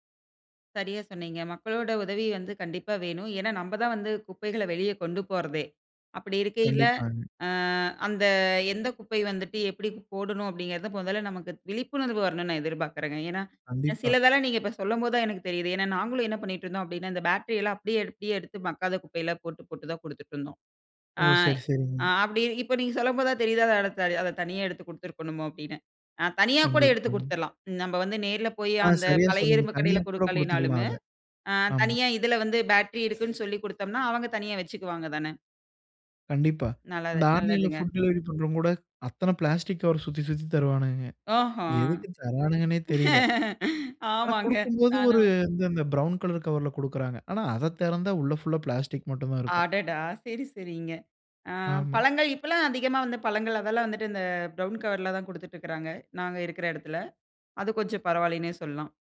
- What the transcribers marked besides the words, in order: other background noise; in English: "பேட்டரி"; in English: "ஃபுட் டெலிவெரி"; other noise; laugh
- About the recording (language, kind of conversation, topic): Tamil, podcast, குப்பையைச் சரியாக அகற்றி மறுசுழற்சி செய்வது எப்படி?